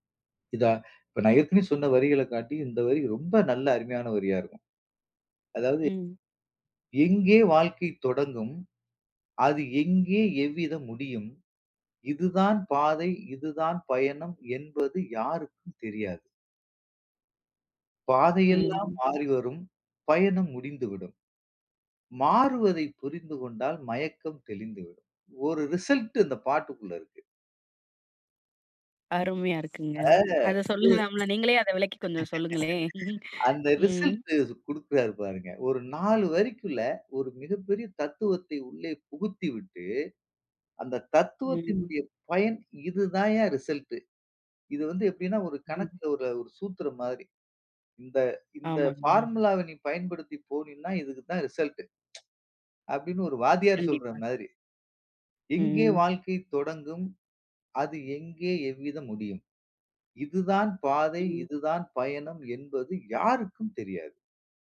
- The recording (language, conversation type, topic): Tamil, podcast, நினைவுகளை மீண்டும் எழுப்பும் ஒரு பாடலைப் பகிர முடியுமா?
- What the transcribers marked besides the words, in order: other background noise; other noise; unintelligible speech; laugh; chuckle; chuckle; in English: "ஃபார்முலாவ"